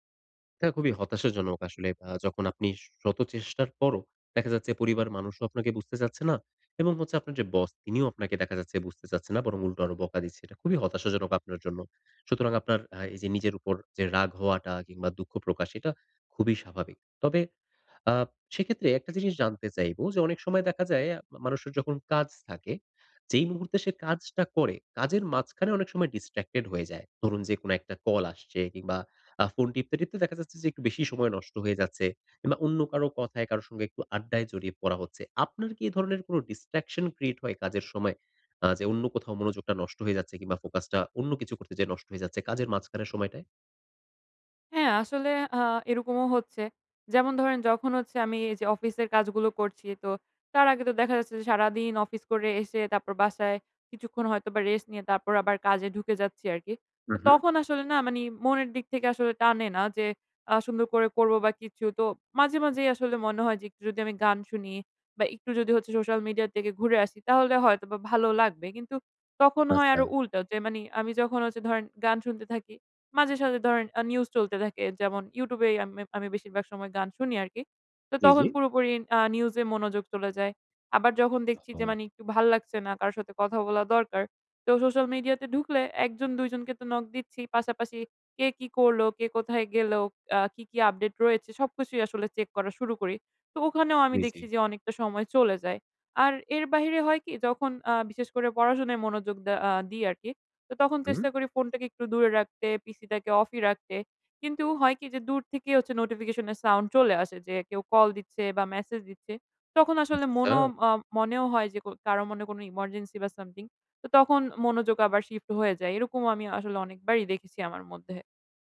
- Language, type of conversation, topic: Bengali, advice, একাধিক কাজ একসঙ্গে করতে গিয়ে কেন মনোযোগ হারিয়ে ফেলেন?
- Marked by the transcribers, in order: in English: "distracted"; in English: "distraction create"; "মানে" said as "মানি"; "মানে" said as "মানি"; "মানে" said as "মানি"; in English: "knock"; in English: "update"; in English: "notification"; in English: "emergency"; in English: "shift"